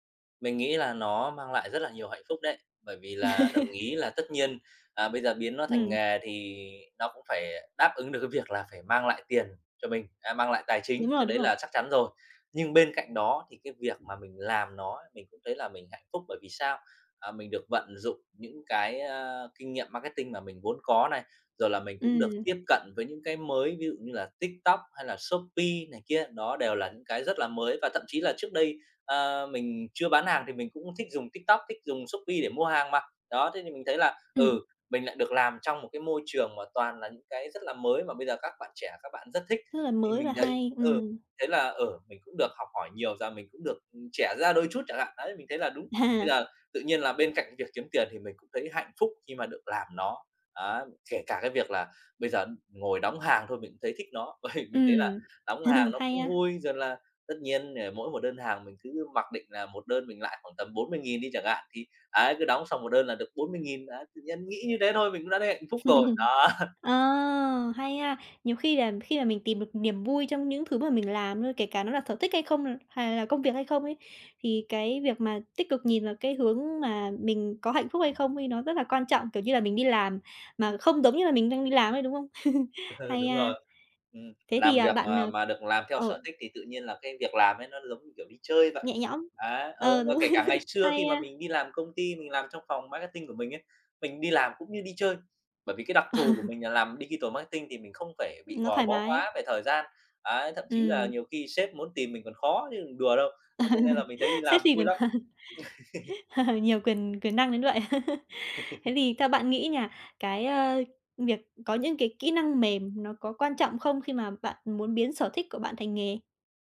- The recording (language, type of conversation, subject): Vietnamese, podcast, Bạn nghĩ sở thích có thể trở thành nghề không?
- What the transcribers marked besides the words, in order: laugh; tapping; other background noise; laugh; laughing while speaking: "Ôi"; laugh; laugh; chuckle; chuckle; laugh; laugh; in English: "marketing"; laugh; in English: "digital"; laugh; laugh; laugh